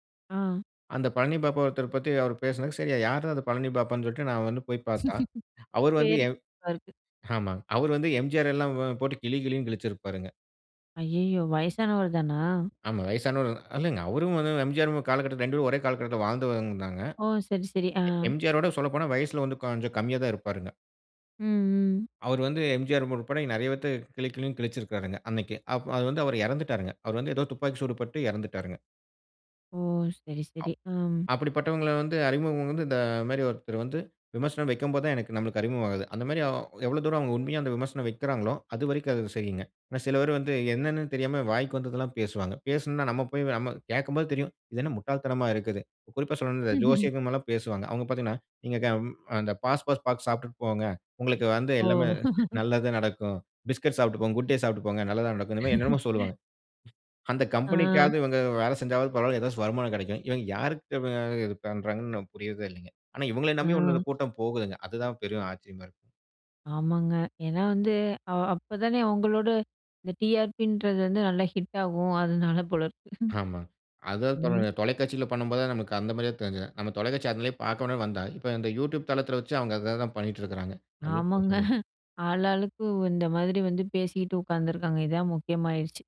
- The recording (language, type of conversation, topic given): Tamil, podcast, பிரதிநிதித்துவம் ஊடகங்களில் சரியாக காணப்படுகிறதா?
- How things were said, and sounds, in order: chuckle; other background noise; surprised: "ஐயய்யோ! வயசானவரு தானா?"; chuckle; unintelligible speech; chuckle; chuckle; unintelligible speech; chuckle; chuckle; unintelligible speech